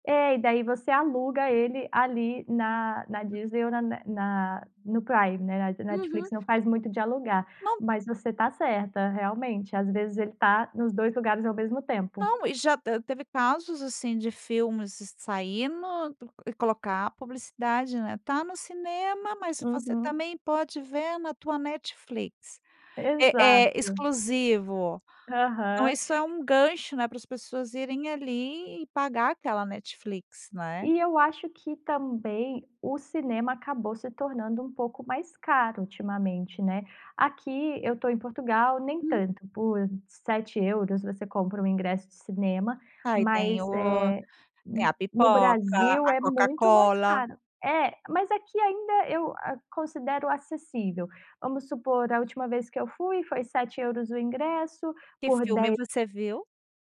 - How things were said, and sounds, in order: other noise; tapping
- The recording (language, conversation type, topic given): Portuguese, podcast, Como você percebe que o streaming mudou a forma como consumimos filmes?